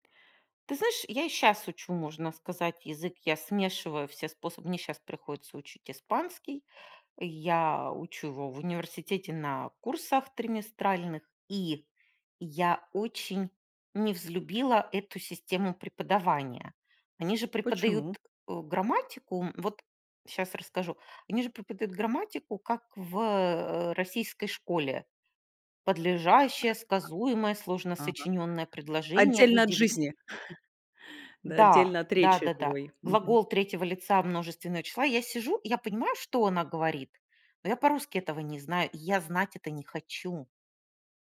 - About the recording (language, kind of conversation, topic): Russian, podcast, Как ты учил(а) иностранный язык и что тебе в этом помогло?
- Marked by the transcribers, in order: chuckle